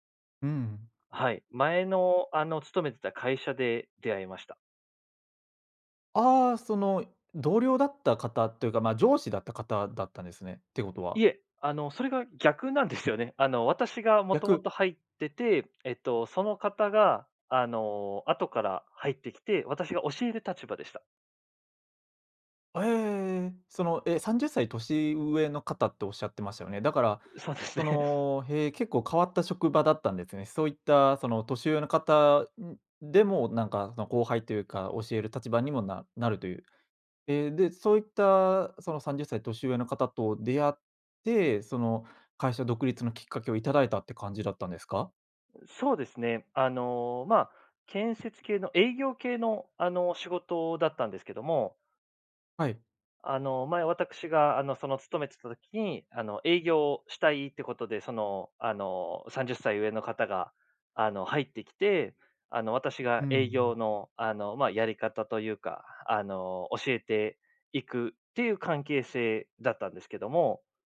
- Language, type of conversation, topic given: Japanese, podcast, 偶然の出会いで人生が変わったことはありますか？
- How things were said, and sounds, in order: laughing while speaking: "う、そうですね"